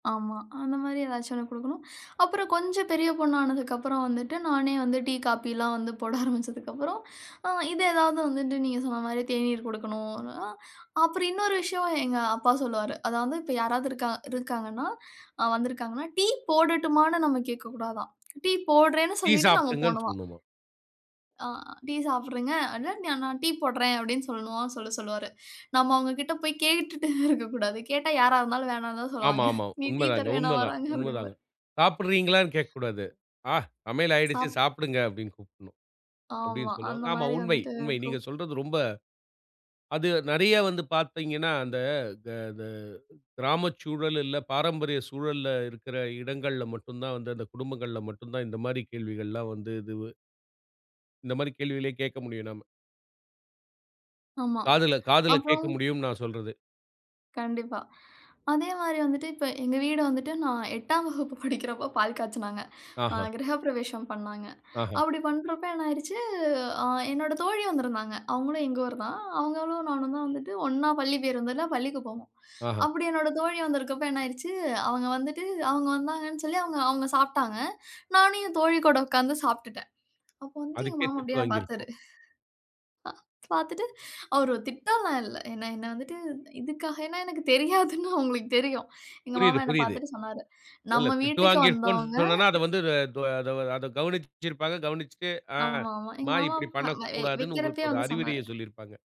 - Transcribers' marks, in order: laughing while speaking: "போட ஆரம்பிச்சதுக்கு"; laughing while speaking: "கேட்டுட்டே இருக்கக் கூடாது, கேட்டா யாரா … தருவேன்னா வராங்க? அப்டிம்பாரு"; other background noise; laughing while speaking: "நான் எட்டாம் வகுப்பு படிக்கிறப்போ, பால் காய்ச்சனாங்க"; laughing while speaking: "அப்ப வந்து எங்க மாமா அப்டியே … தெரியாதுன்னு அவுங்களுக்கு தெரியும்"
- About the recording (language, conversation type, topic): Tamil, podcast, முதியோரை மதிப்பதற்காக உங்கள் குடும்பத்தில் பின்பற்றப்படும் நடைமுறைகள் என்னென்ன?